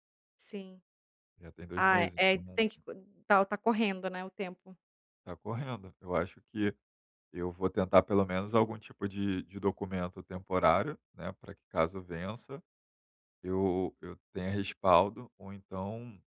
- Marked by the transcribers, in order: tapping
- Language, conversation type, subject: Portuguese, advice, Como você está lidando com o estresse causado pela burocracia e pelos documentos locais?